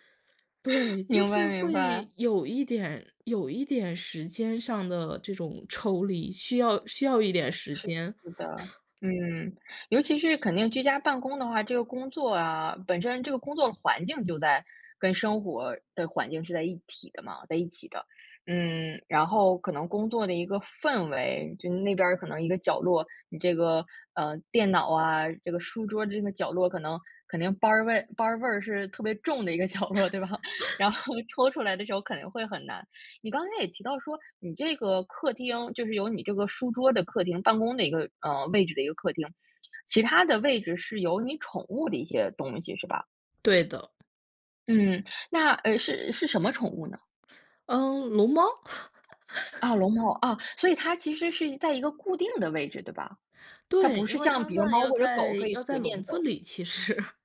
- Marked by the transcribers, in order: chuckle; chuckle; laughing while speaking: "一个角落对吧？然后抽出来的时候"; chuckle; tapping; chuckle; laughing while speaking: "其实"
- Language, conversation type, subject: Chinese, podcast, 你会怎样布置家里的工作区，才能更利于专注？